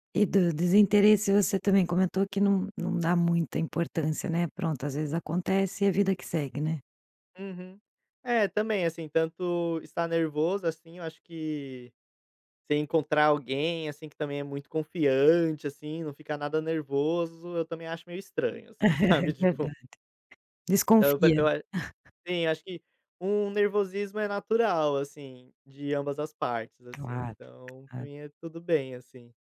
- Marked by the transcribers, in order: laugh; laughing while speaking: "sabe, tipo"; tapping; chuckle
- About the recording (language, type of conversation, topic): Portuguese, podcast, Como diferenciar, pela linguagem corporal, nervosismo de desinteresse?